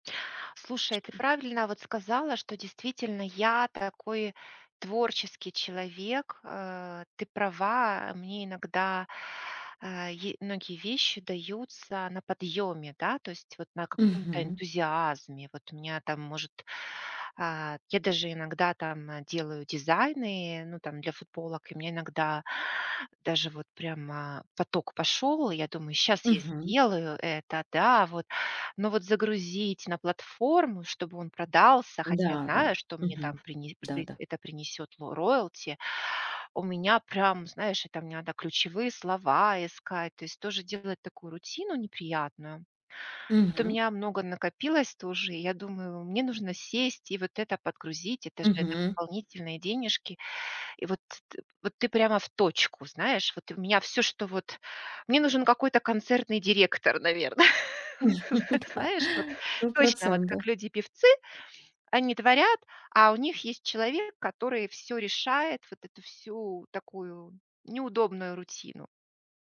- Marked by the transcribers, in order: tapping; other background noise; chuckle; laugh
- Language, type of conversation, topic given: Russian, advice, Как справиться с постоянной прокрастинацией, из-за которой вы не успеваете вовремя завершать важные дела?